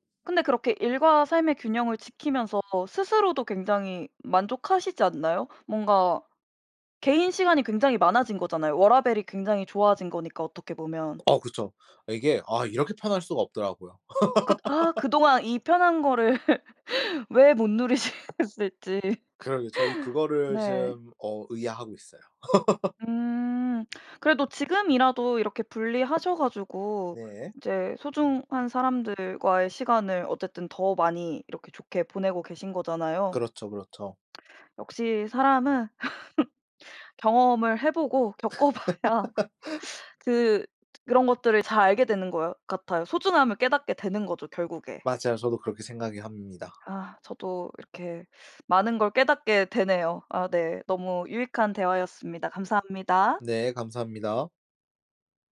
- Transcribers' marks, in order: in English: "워라밸이"; laugh; laugh; laughing while speaking: "누리셨을지"; laugh; laugh; lip smack; tsk; laugh; laughing while speaking: "봐야"; laugh
- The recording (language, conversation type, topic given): Korean, podcast, 일과 삶의 균형을 바꾸게 된 계기는 무엇인가요?